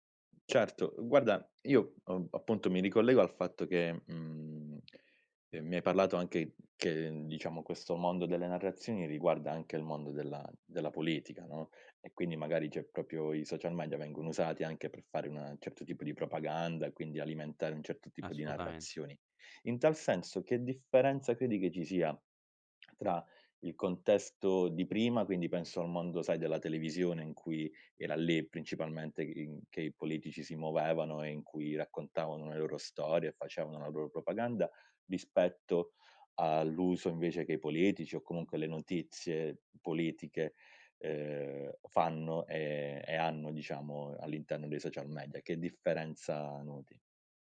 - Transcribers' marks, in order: other background noise
- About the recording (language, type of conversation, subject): Italian, podcast, In che modo i social media trasformano le narrazioni?
- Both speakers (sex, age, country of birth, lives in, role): male, 25-29, Italy, Italy, guest; male, 30-34, Italy, Italy, host